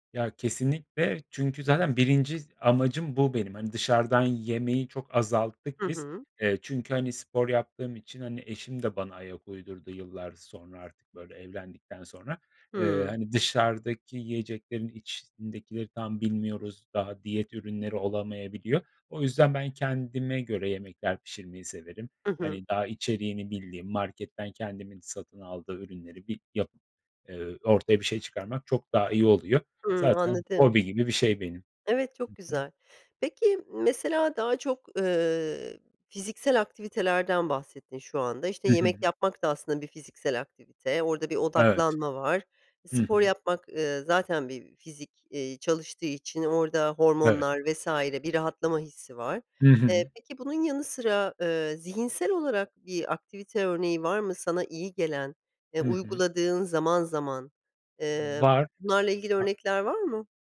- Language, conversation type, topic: Turkish, podcast, Stresle başa çıkarken kullandığın yöntemler neler?
- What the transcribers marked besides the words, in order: other background noise